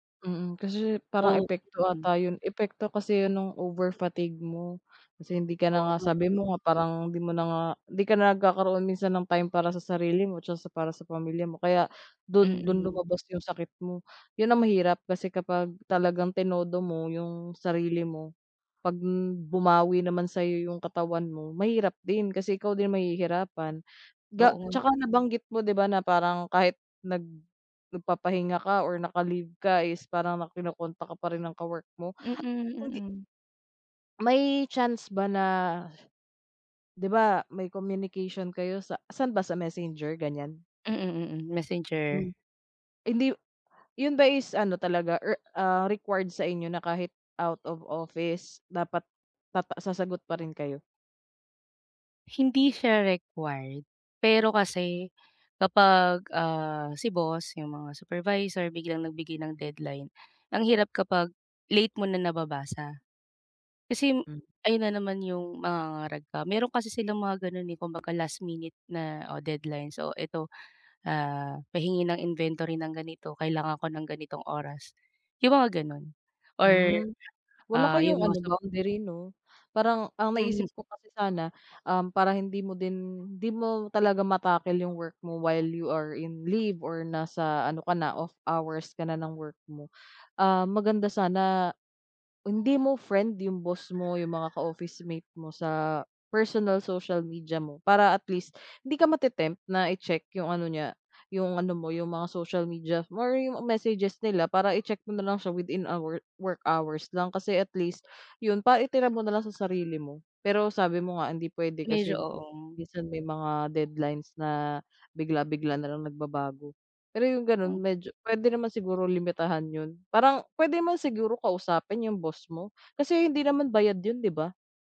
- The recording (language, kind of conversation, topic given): Filipino, advice, Paano ko malinaw na maihihiwalay ang oras para sa trabaho at ang oras para sa personal na buhay ko?
- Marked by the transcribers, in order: other background noise; tapping; other animal sound; in English: "while you are in leave or"